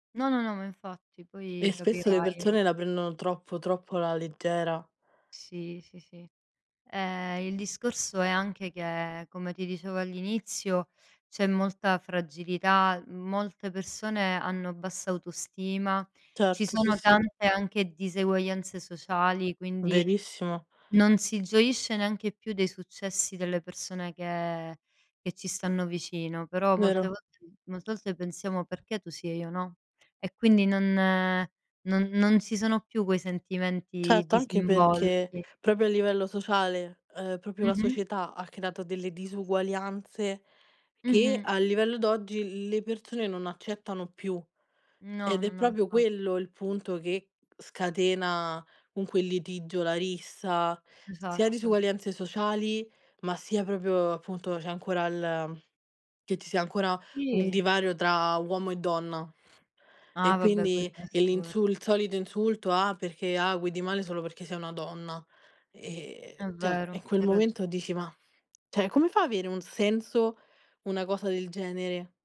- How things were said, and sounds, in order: tapping; other background noise; "proprio" said as "propio"; "proprio" said as "propio"; "proprio" said as "propio"; "proprio" said as "propio"; background speech; "cioè" said as "ceh"; "cioè" said as "ceh"
- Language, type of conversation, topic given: Italian, unstructured, Che cosa pensi della vendetta?